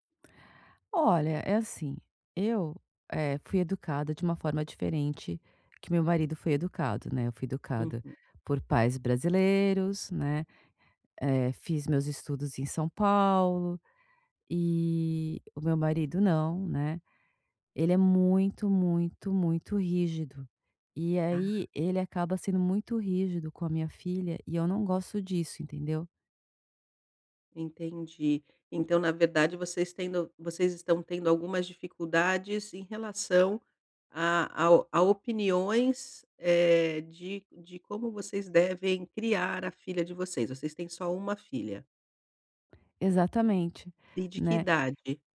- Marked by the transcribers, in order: tapping
- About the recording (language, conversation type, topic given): Portuguese, advice, Como posso manter minhas convicções quando estou sob pressão do grupo?